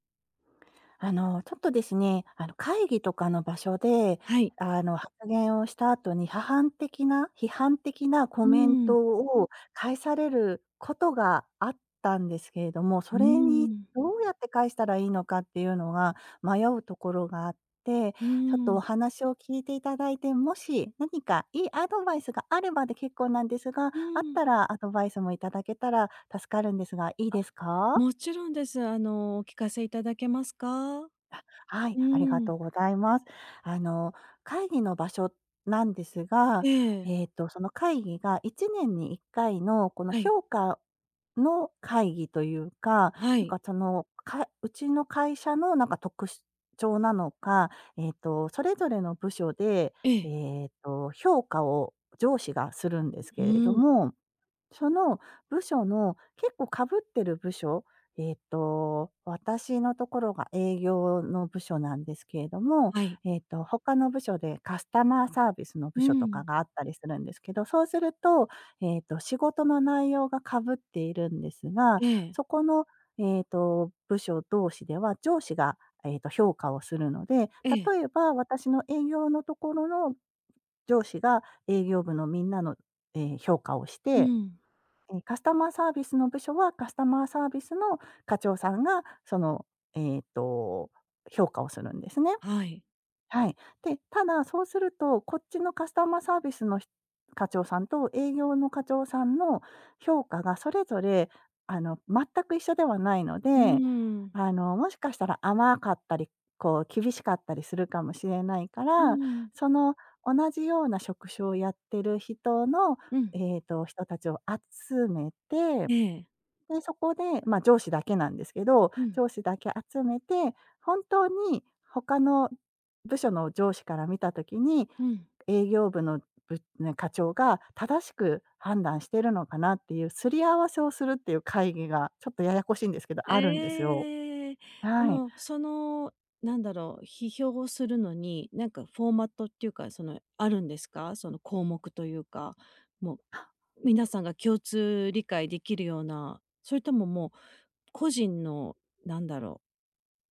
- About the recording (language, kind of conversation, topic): Japanese, advice, 公の場で批判的なコメントを受けたとき、どのように返答すればよいでしょうか？
- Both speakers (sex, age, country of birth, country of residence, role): female, 50-54, Japan, United States, advisor; female, 50-54, Japan, United States, user
- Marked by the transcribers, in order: "批判的な" said as "ははんてきな"; "特徴" said as "とくしちょう"; in English: "フォーマット"; tapping